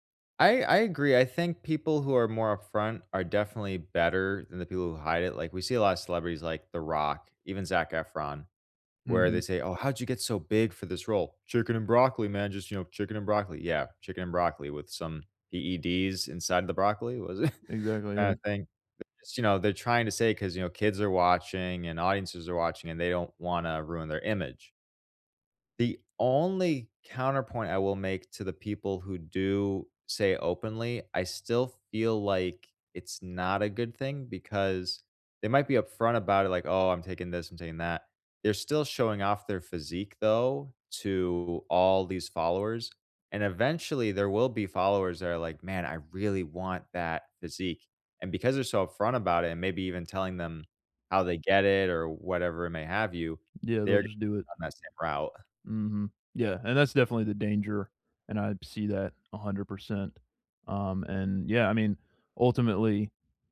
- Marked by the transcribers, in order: put-on voice: "Chicken and broccoli, man. Just, you know, chicken and broccoli"; laughing while speaking: "it"
- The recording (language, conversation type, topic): English, unstructured, Should I be concerned about performance-enhancing drugs in sports?